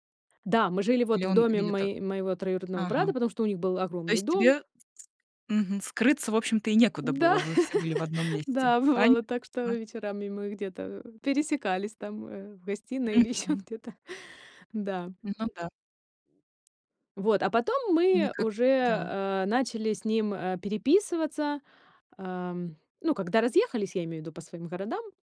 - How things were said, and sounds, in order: other background noise; laugh; laughing while speaking: "ещё где-то"
- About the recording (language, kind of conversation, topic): Russian, podcast, Когда случайная встреча резко изменила твою жизнь?